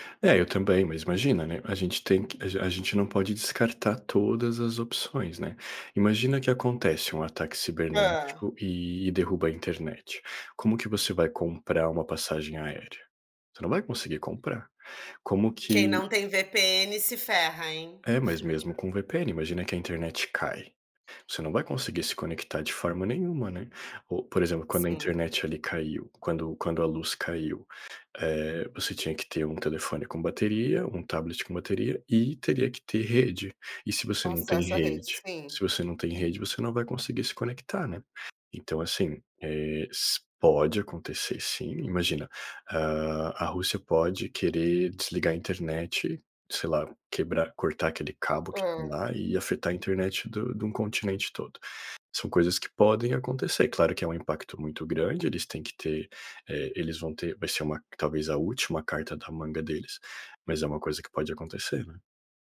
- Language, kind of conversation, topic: Portuguese, unstructured, Como o medo das notícias afeta sua vida pessoal?
- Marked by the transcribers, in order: chuckle; tapping; other background noise